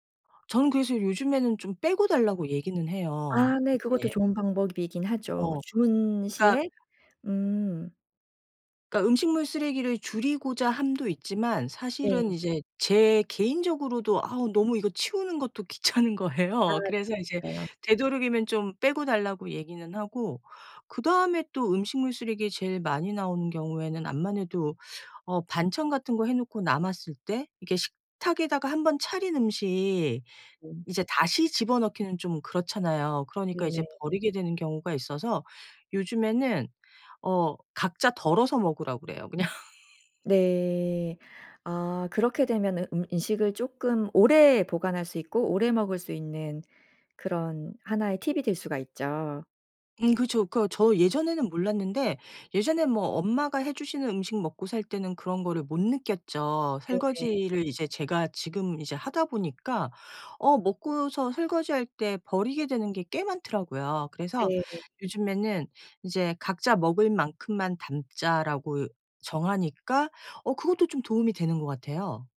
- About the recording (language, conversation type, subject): Korean, podcast, 음식물 쓰레기를 줄이는 현실적인 방법이 있을까요?
- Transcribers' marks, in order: other background noise; laughing while speaking: "귀찮은 거예요"; unintelligible speech; laughing while speaking: "그냥"